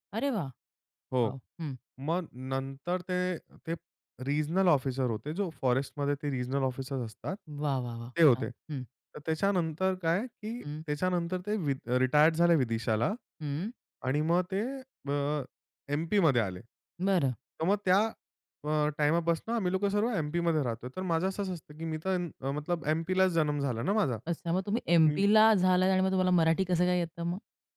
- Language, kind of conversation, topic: Marathi, podcast, तुमचं कुटुंब मूळचं कुठलं आहे?
- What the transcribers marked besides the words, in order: in English: "फॉरेस्टमध्ये"